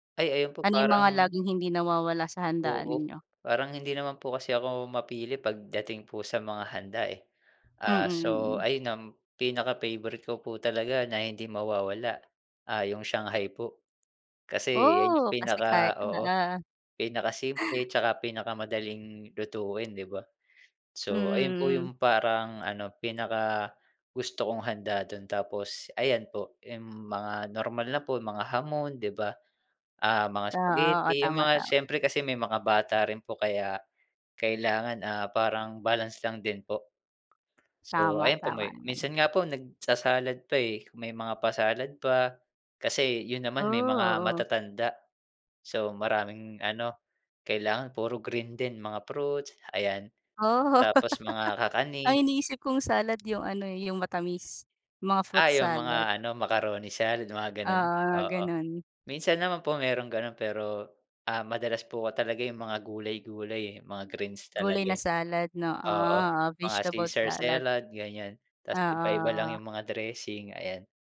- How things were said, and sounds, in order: laugh; "salad" said as "selad"
- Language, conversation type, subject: Filipino, unstructured, Paano mo ipinagdiriwang ang Pasko sa inyong tahanan?